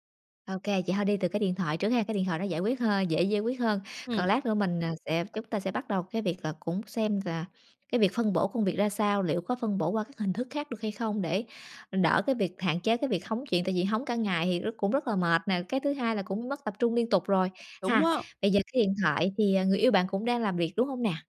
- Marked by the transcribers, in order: other background noise; tapping
- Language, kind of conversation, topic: Vietnamese, advice, Làm sao để xây dựng thói quen tập trung sâu hơn khi làm việc?